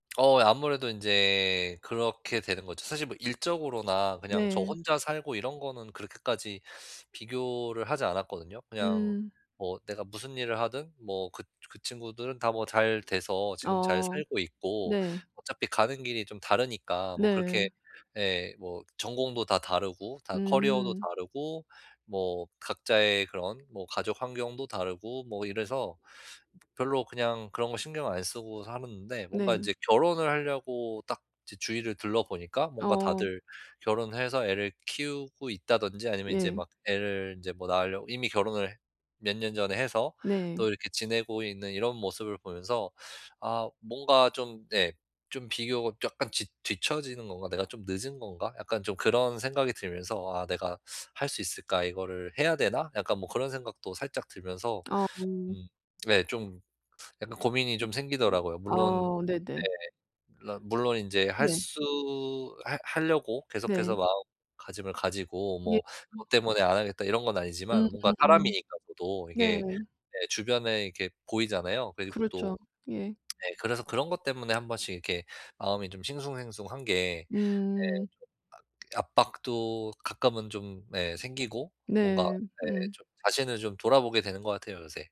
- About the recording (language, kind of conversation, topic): Korean, advice, 사회적 기대와 비교 압박을 어떻게 극복할 수 있나요?
- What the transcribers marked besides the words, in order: teeth sucking; teeth sucking; other background noise; lip smack